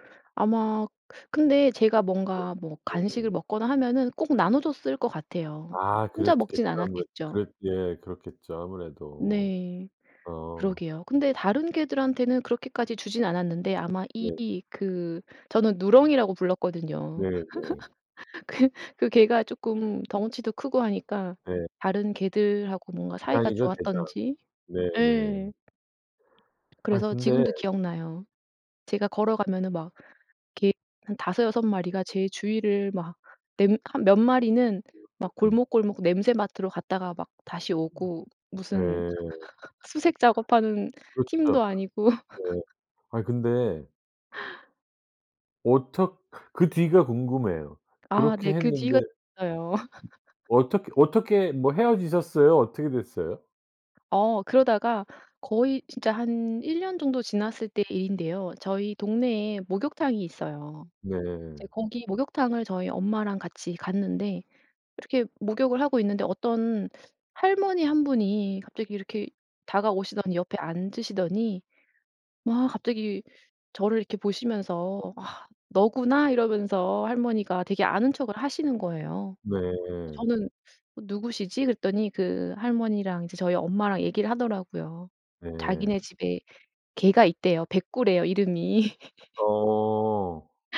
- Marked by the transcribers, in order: other background noise; laugh; tapping; laugh; sigh; laugh; laugh; teeth sucking; laugh
- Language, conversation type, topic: Korean, podcast, 어릴 때 가장 소중했던 기억은 무엇인가요?